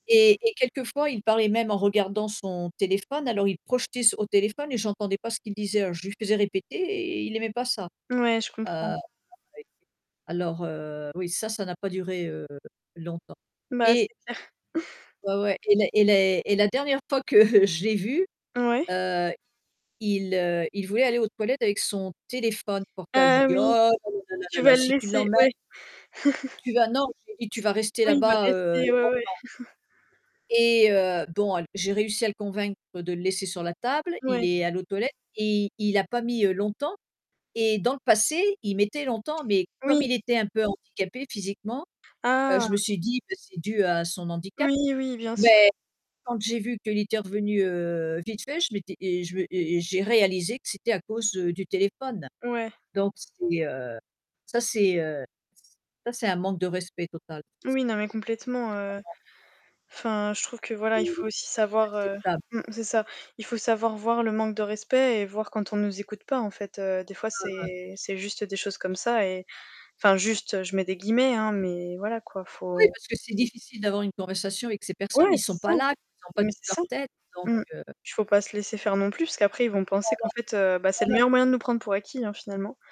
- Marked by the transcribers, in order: static; distorted speech; unintelligible speech; chuckle; chuckle; chuckle; chuckle; other background noise; other noise
- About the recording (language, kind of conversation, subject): French, unstructured, Qu’est-ce que tu trouves important dans une amitié durable ?